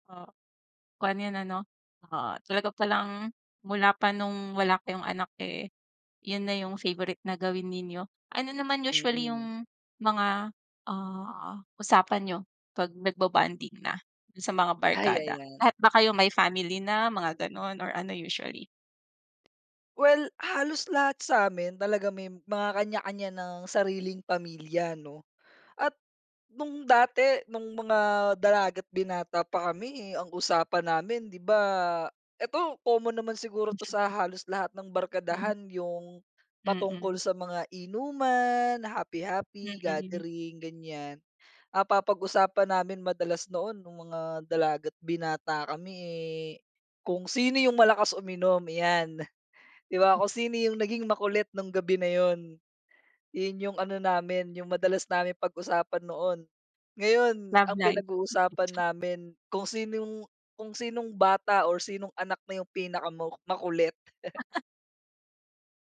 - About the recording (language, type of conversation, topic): Filipino, podcast, Ano ang paborito mong bonding na gawain kasama ang pamilya o barkada?
- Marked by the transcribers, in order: tapping; laugh